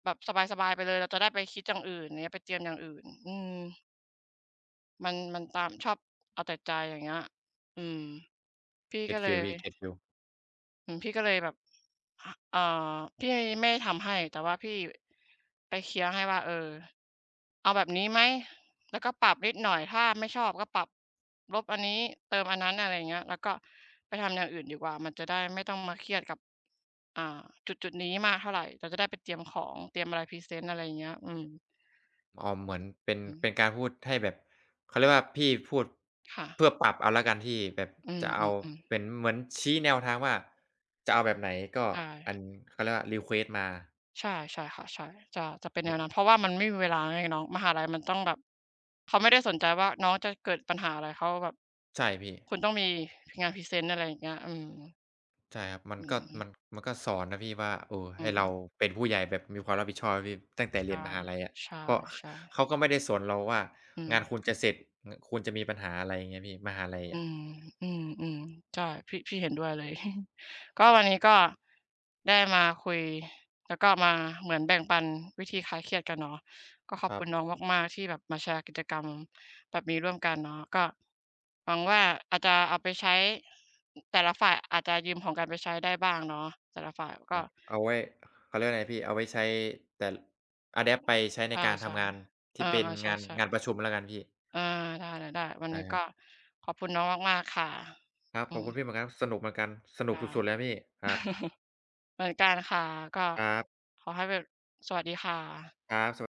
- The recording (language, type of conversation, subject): Thai, unstructured, คุณมีวิธีจัดการกับความเครียดอย่างไรบ้าง?
- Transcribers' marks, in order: in English: "get feel"; in English: "get feel"; other background noise; tapping; in English: "รีเควสต์"; chuckle; in English: "อะแดปต์"; chuckle